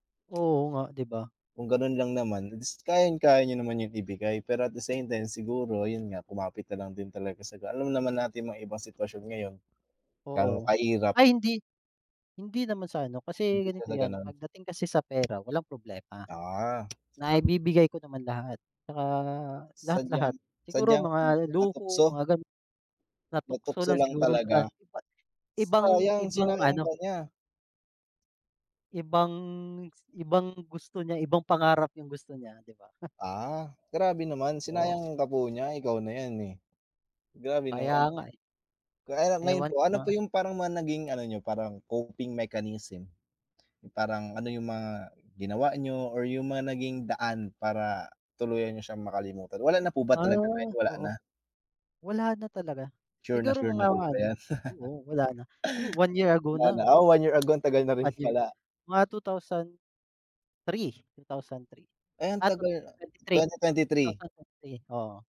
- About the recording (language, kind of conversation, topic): Filipino, unstructured, Ano ang nararamdaman mo kapag iniwan ka ng taong mahal mo?
- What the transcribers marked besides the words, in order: other background noise; chuckle; laugh; tapping